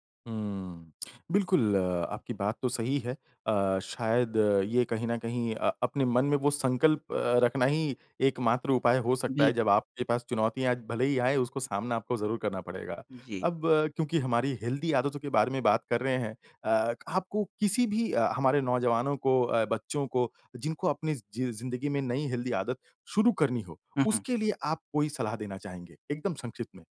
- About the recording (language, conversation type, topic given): Hindi, podcast, नई स्वस्थ आदत शुरू करने के लिए आपका कदम-दर-कदम तरीका क्या है?
- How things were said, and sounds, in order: tongue click; in English: "हेल्दी"; in English: "हेल्दी"